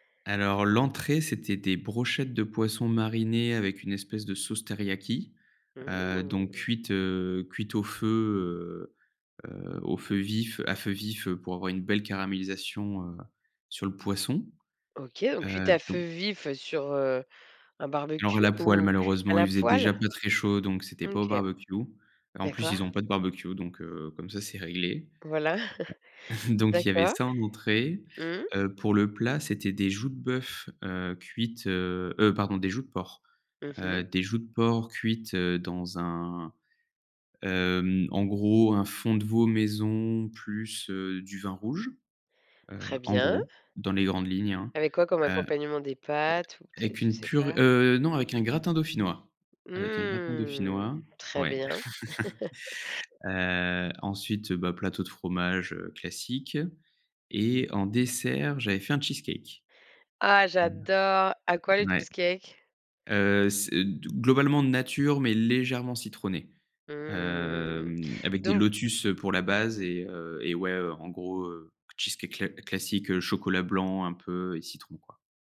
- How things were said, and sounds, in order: laughing while speaking: "Voilà"; tapping; chuckle; drawn out: "Mmh"; laugh; other background noise; laugh; other noise; stressed: "légèrement"; drawn out: "Hem"
- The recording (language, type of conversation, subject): French, podcast, Quelles sont tes meilleures astuces pour bien gérer la cuisine le jour d’un grand repas ?